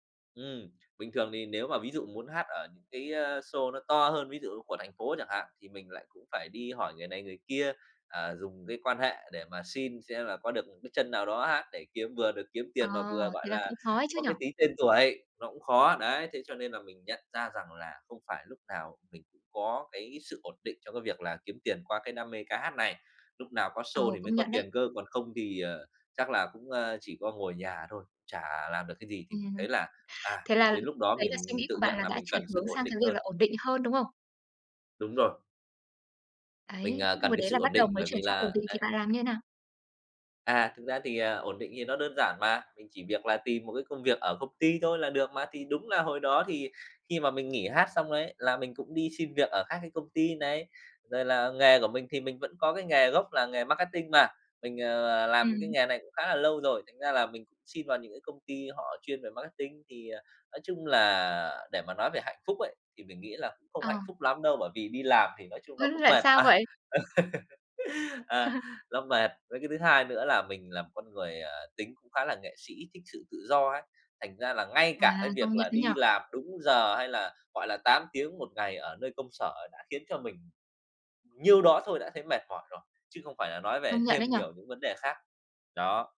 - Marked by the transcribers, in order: tapping; other background noise; chuckle; laugh
- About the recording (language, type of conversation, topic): Vietnamese, podcast, Bạn theo đuổi đam mê hay sự ổn định hơn?